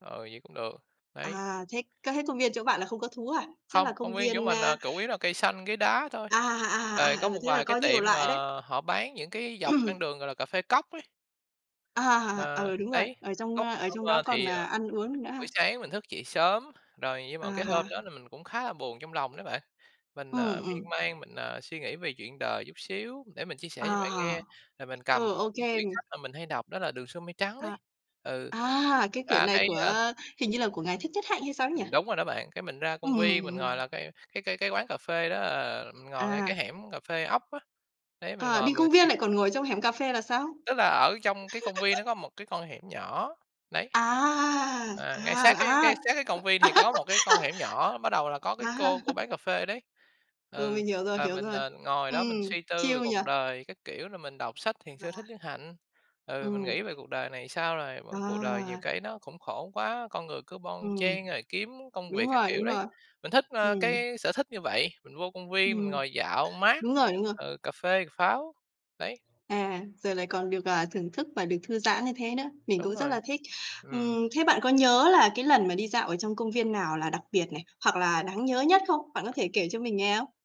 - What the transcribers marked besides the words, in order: other background noise; tapping; throat clearing; unintelligible speech; laugh; drawn out: "À!"; laugh; laughing while speaking: "À"; laugh; in English: "chill"
- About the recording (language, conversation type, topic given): Vietnamese, unstructured, Bạn cảm thấy thế nào khi đi dạo trong công viên?